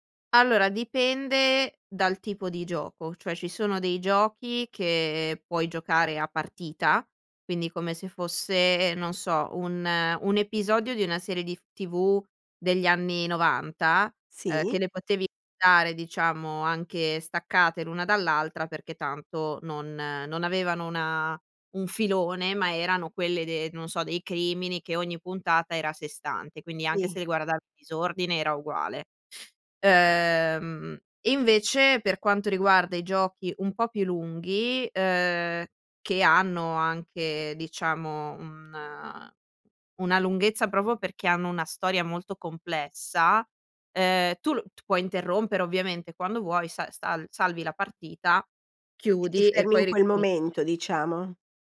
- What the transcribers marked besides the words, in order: "Sì" said as "tì"; "proprio" said as "profo"
- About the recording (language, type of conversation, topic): Italian, podcast, Raccontami di un hobby che ti fa perdere la nozione del tempo?